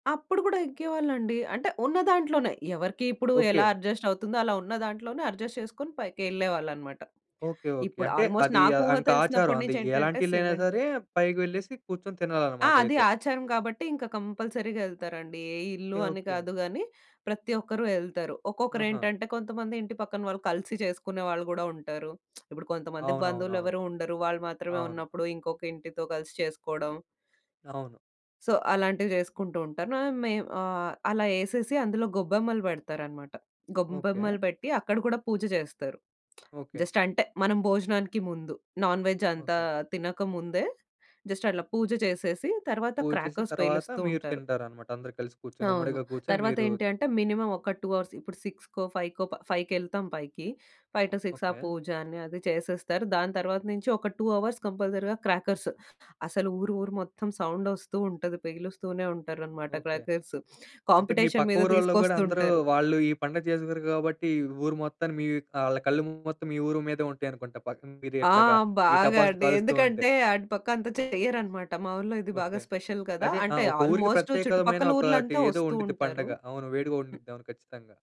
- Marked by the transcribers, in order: in English: "అడ్జస్ట్"; in English: "ఆల్మోస్ట్"; in English: "కంపల్సరీగా"; other background noise; lip smack; in English: "సో"; lip smack; in English: "నాన్ వెజ్"; in English: "క్రాకర్స్"; in English: "మినిమం"; in English: "టూ అవర్స్"; in English: "సిక్స్‌కో, ఫైవ్‌కో"; in English: "ఫైవ్‌కెళ్తాం"; in English: "ఫైవ్ టూ సిక్స్"; in English: "టూ అవర్స్ కంపల్సరీగా క్రాకర్స్"; in English: "క్రాకర్స్. కాంపిటేషన్"; in English: "స్పెషల్"
- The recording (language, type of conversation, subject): Telugu, podcast, ఎక్కడైనా పండుగలో పాల్గొన్నప్పుడు మీకు గుర్తుండిపోయిన జ్ఞాపకం ఏది?